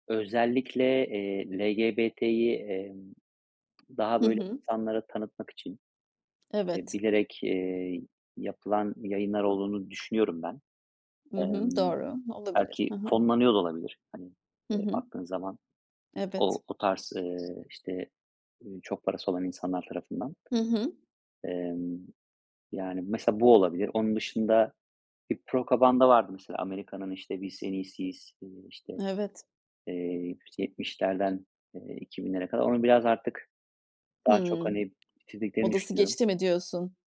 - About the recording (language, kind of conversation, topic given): Turkish, podcast, Sence dizi izleme alışkanlıklarımız zaman içinde nasıl değişti?
- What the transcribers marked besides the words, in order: other background noise; "propaganda" said as "prokabanda"